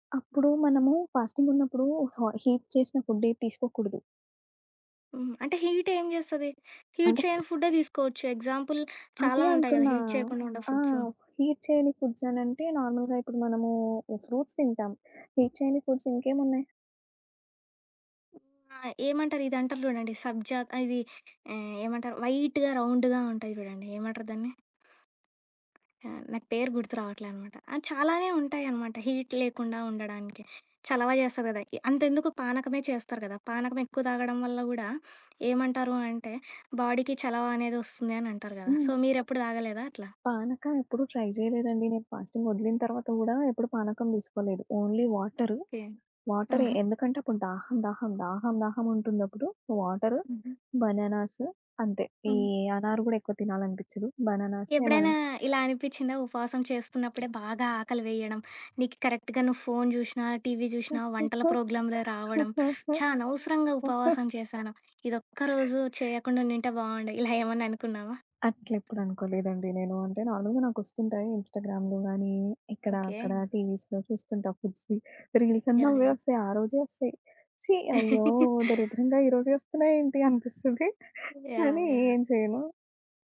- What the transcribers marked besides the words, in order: in English: "హ హీట్"; in English: "ఫుడ్"; in English: "హీట్"; in English: "హీట్"; in English: "ఎగ్జాంపుల్"; in English: "హీట్"; in English: "హీట్"; in English: "ఫుడ్స్"; in English: "నార్మల్‌గా"; in English: "ఫ్రూట్స్"; in English: "హీట్"; in English: "ఫుడ్స్"; other background noise; in English: "వైట్‌గా, రౌండ్‌గా"; tapping; in English: "హీట్"; in English: "బాడీకి"; in English: "సో"; in English: "ట్రై"; in English: "ఫాస్టింగ్"; in English: "ఓన్లీ"; in English: "బనానాస్"; in Hindi: "అనార్"; in English: "బనానాస్"; in English: "కరెక్ట్‌గా"; giggle; chuckle; in English: "నార్మల్‌గా"; in English: "ఇన్‌స్టాగ్రామ్‌లో"; in English: "టీవీస్‌లో"; in English: "ఫుడ్స్‌వీ"; chuckle; giggle
- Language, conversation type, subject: Telugu, podcast, ఏ పండుగ వంటకాలు మీకు ప్రత్యేకంగా ఉంటాయి?